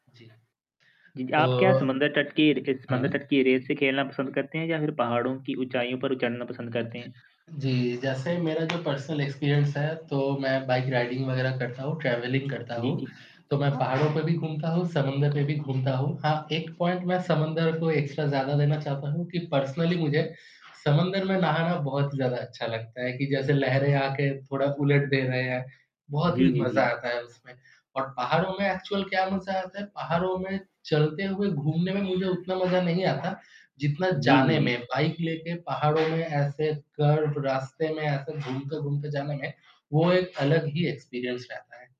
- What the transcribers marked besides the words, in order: static; tapping; in English: "पर्सनल एक्सपीरियंस"; other background noise; in English: "राइडिंग"; in English: "ट्रैवलिंग"; in English: "पॉइंट"; in English: "एक्स्ट्रा"; in English: "पर्सनली"; in English: "एक्चुअल"; horn; in English: "कर्व"; in English: "एक्सपीरियंस"
- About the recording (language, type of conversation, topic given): Hindi, unstructured, क्या आप समुद्र तट पर जाना पसंद करते हैं या पहाड़ों में घूमना?
- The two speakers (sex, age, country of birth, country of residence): male, 20-24, India, India; male, 25-29, India, India